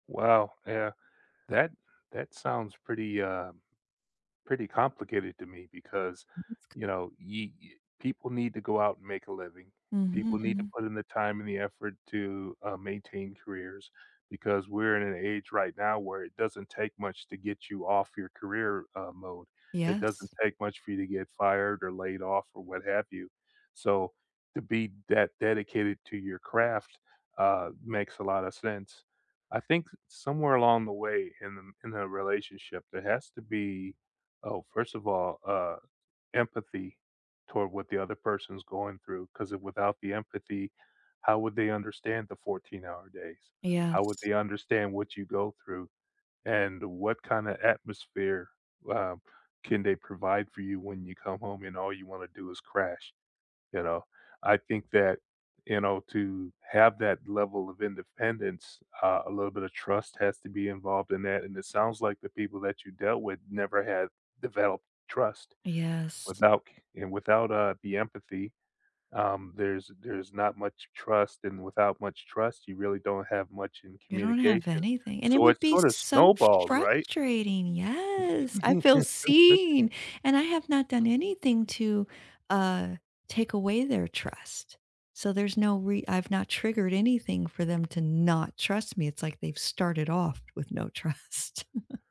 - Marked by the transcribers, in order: unintelligible speech; other background noise; laugh; tapping; stressed: "not"; laughing while speaking: "trust"; chuckle
- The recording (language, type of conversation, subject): English, unstructured, How do you balance independence and togetherness in everyday life?
- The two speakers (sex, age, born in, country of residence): female, 45-49, United States, United States; male, 55-59, United States, United States